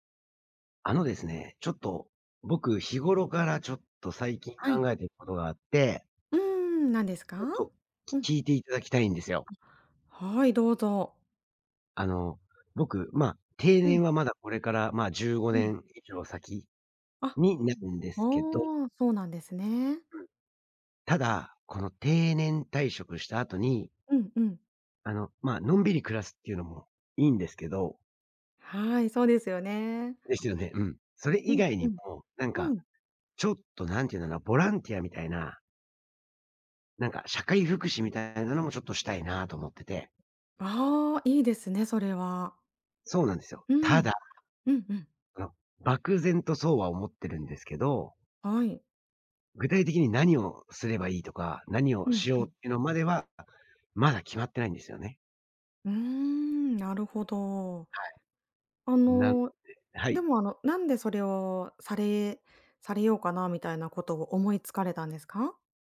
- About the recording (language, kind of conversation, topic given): Japanese, advice, 退職後に新しい日常や目的を見つけたいのですが、どうすればよいですか？
- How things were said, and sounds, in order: other background noise